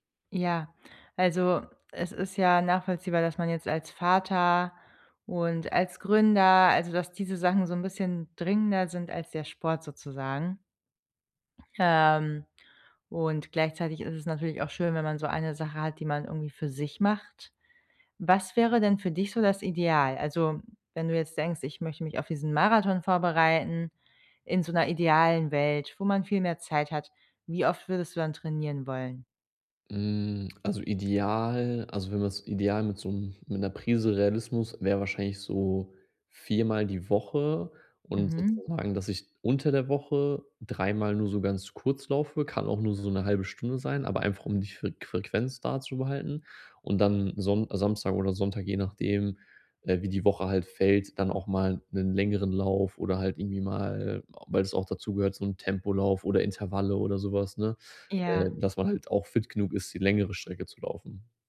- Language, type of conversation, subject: German, advice, Wie bleibe ich motiviert, wenn ich kaum Zeit habe?
- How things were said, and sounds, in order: other background noise